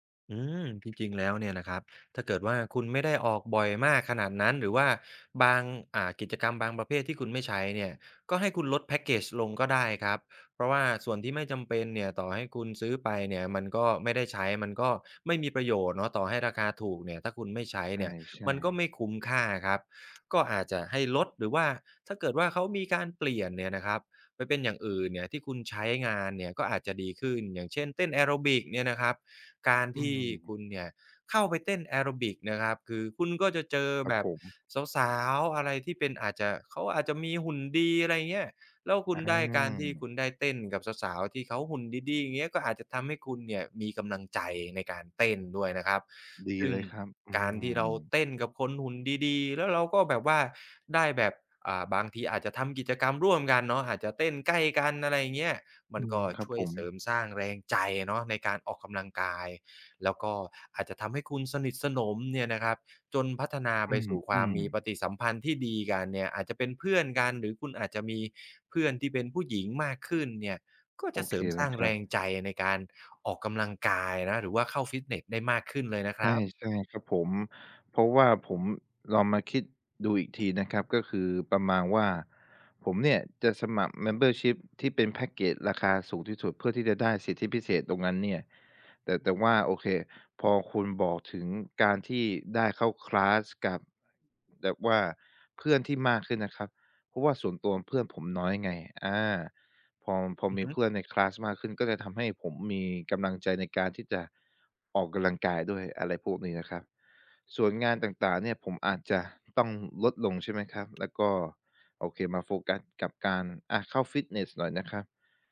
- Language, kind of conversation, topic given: Thai, advice, เมื่อฉันยุ่งมากจนไม่มีเวลาไปฟิตเนส ควรจัดสรรเวลาออกกำลังกายอย่างไร?
- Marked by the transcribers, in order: other background noise; drawn out: "อืม"; in English: "membership"